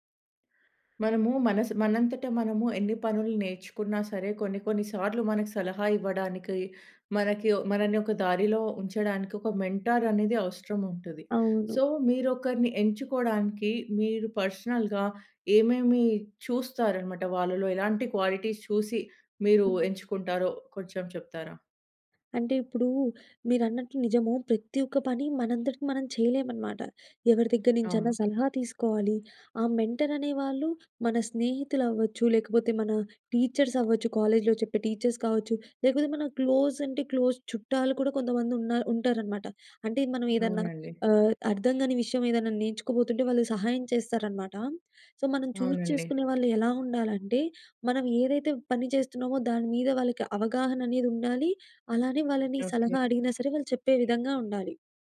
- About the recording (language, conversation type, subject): Telugu, podcast, మీరు ఒక గురువు నుండి మంచి సలహాను ఎలా కోరుకుంటారు?
- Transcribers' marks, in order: in English: "మెంటార్"; in English: "సో"; in English: "పర్సనల్‌గా"; in English: "క్వాలిటీస్"; in English: "మెంటర్"; in English: "టీచర్స్"; in English: "టీచర్స్"; in English: "క్లోజ్"; in English: "క్లోజ్"; in English: "సో"; in English: "చూజ్"